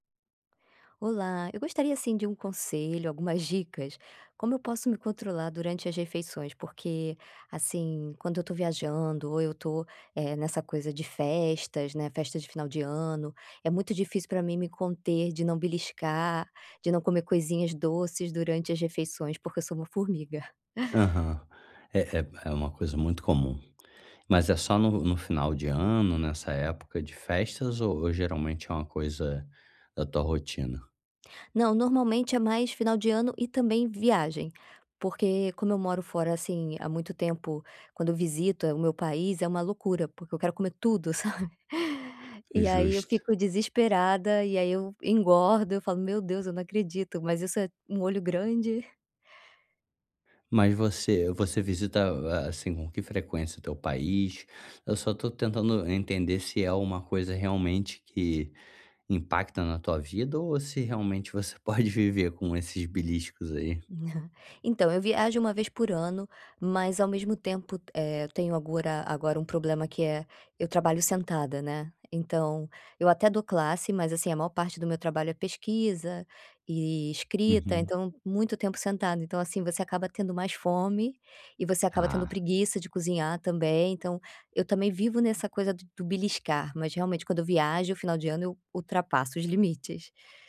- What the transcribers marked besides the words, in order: chuckle; chuckle
- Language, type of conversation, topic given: Portuguese, advice, Como posso controlar os desejos por comida entre as refeições?